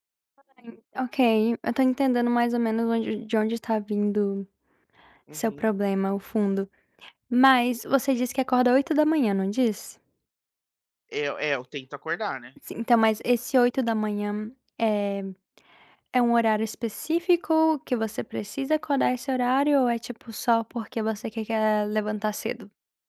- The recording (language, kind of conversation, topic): Portuguese, advice, Como posso criar uma rotina matinal revigorante para acordar com mais energia?
- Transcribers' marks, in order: unintelligible speech